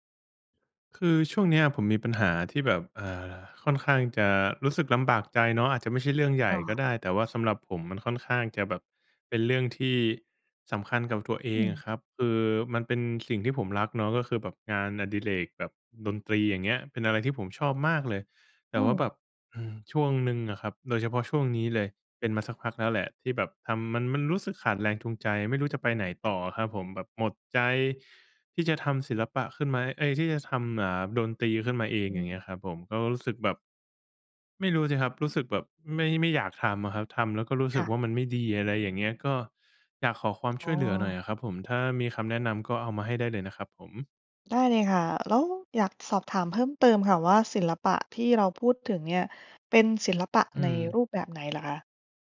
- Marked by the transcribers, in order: tapping; other background noise; sigh
- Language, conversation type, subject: Thai, advice, ทำอย่างไรดีเมื่อหมดแรงจูงใจทำงานศิลปะที่เคยรัก?